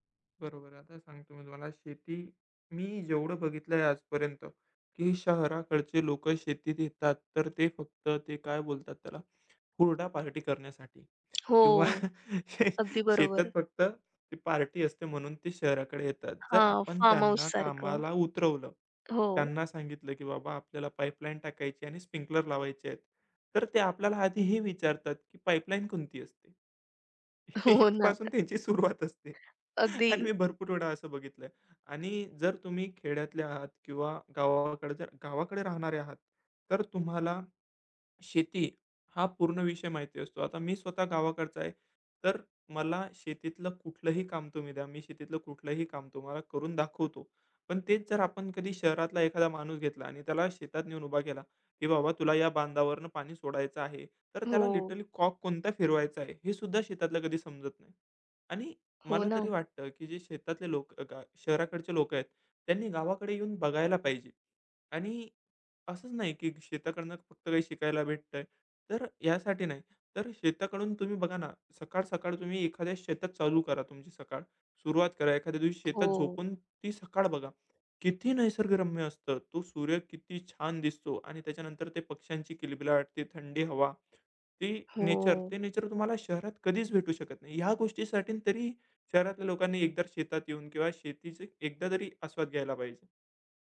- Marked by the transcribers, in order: other background noise; chuckle; laughing while speaking: "किंवा शेतात फक्त ती पार्टी असते म्हणून ते शहराकडे येतात"; tongue click; in English: "स्प्रिंकलर"; laughing while speaking: "इथपासून त्यांची सुरुवात असते आणि मी भरपूर वेळा असं बघितलंय"; laughing while speaking: "हो ना"; in English: "लिटरली"
- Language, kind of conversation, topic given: Marathi, podcast, शेतात काम करताना तुला सर्वात महत्त्वाचा धडा काय शिकायला मिळाला?